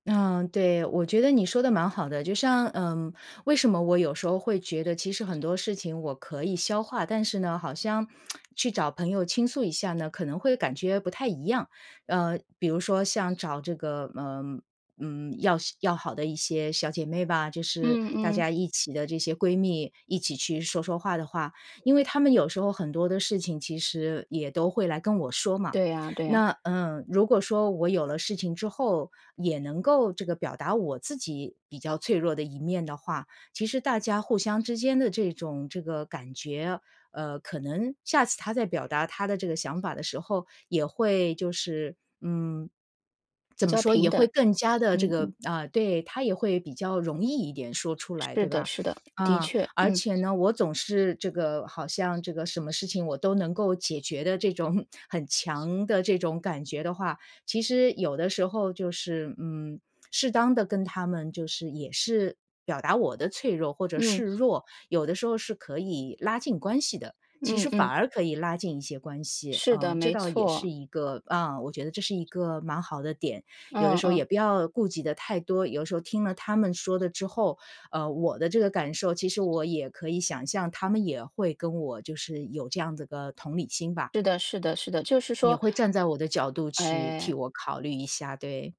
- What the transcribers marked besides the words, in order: other background noise; tapping; tsk; chuckle; lip smack
- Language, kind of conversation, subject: Chinese, advice, 我该如何在关系中开始表达脆弱，并逐步建立信任？